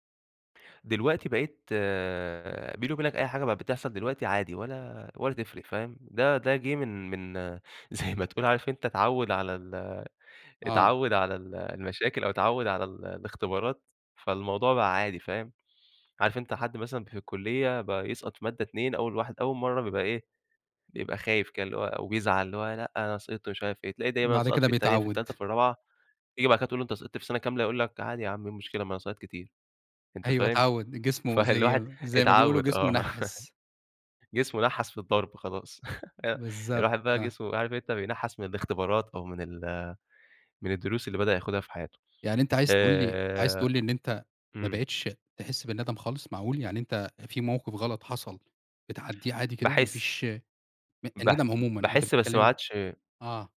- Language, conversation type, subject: Arabic, podcast, إزاي تقدر تحوّل ندمك لدرس عملي؟
- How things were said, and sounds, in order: laughing while speaking: "زي"; in English: "فالواحد"; laugh; chuckle